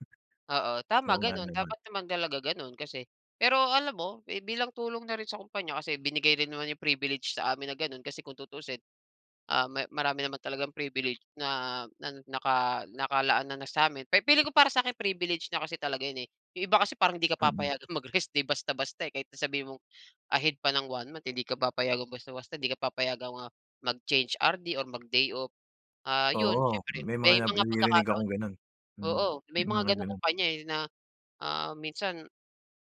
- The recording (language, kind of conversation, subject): Filipino, podcast, Paano mo pinangangalagaan ang oras para sa pamilya at sa trabaho?
- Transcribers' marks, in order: none